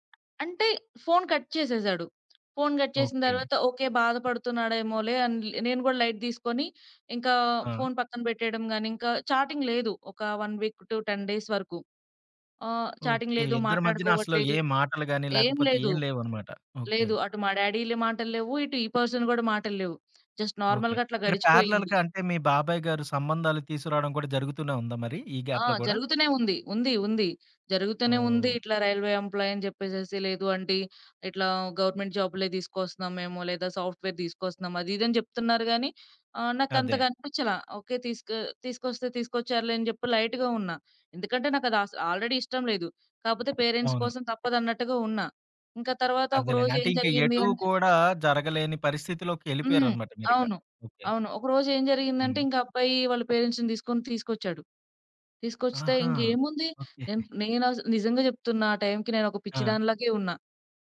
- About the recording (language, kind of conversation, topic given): Telugu, podcast, మీరు కుటుంబంతో ఎదుర్కొన్న సంఘటనల నుంచి నేర్చుకున్న మంచి పాఠాలు ఏమిటి?
- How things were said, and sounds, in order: tapping; in English: "కట్"; other background noise; in English: "కట్"; in English: "లైట్"; in English: "చాటింగ్"; in English: "వన్ వీక్ టు టెన్ డేస్"; in English: "చాటింగ్"; in English: "డ్యాడీ"; in English: "పర్సన్"; in English: "జస్ట్ నార్మల్‌గా"; in English: "పారలల్‌గా"; in English: "గ్యాప్‌లో"; in English: "రైల్వే"; in English: "గవర్నమెంట్"; in English: "సాఫ్ట్‌వేర్"; in English: "లైట్‌గా"; in English: "ఆల్రెడీ"; in English: "పేరెంట్స్"; in English: "పేరెంట్స్‌ని"